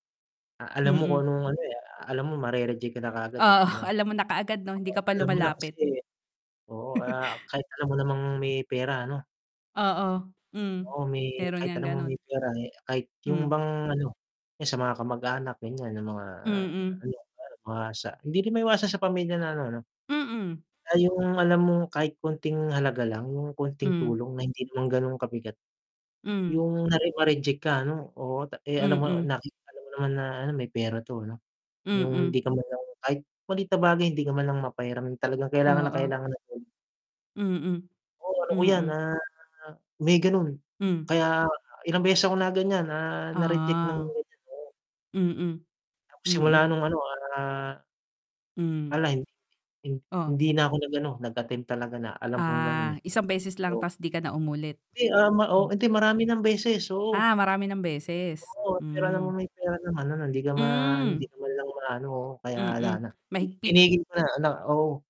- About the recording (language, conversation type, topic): Filipino, unstructured, Paano ka nakikipag-usap kapag kailangan mong humingi ng tulong sa ibang tao?
- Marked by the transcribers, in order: static; laughing while speaking: "Oo"; distorted speech; chuckle; tapping